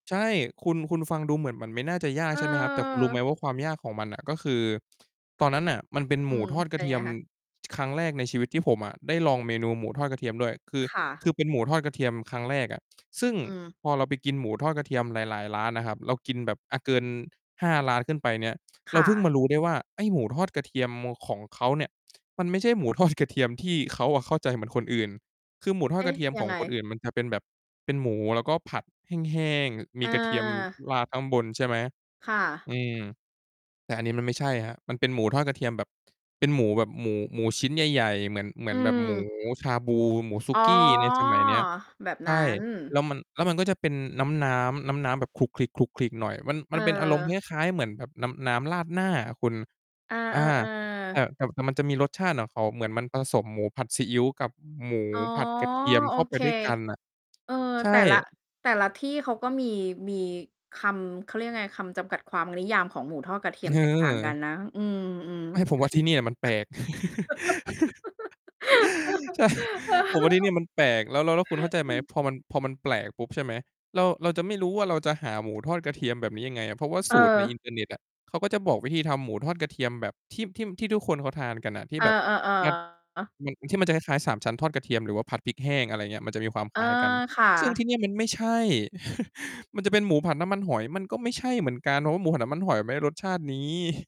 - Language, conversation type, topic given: Thai, podcast, ทำอาหารเองแล้วคุณรู้สึกอย่างไรบ้าง?
- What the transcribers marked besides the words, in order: mechanical hum; laughing while speaking: "ทอด"; tapping; chuckle; other background noise; laugh; laughing while speaking: "เออ"; distorted speech; chuckle